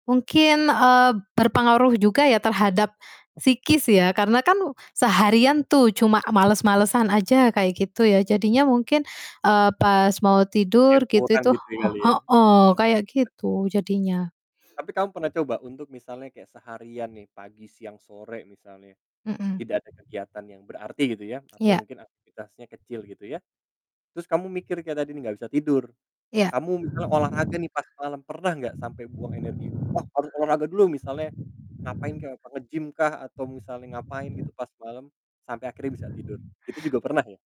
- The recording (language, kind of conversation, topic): Indonesian, podcast, Apa ritual malam yang membuat tidurmu lebih nyenyak?
- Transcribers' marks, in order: none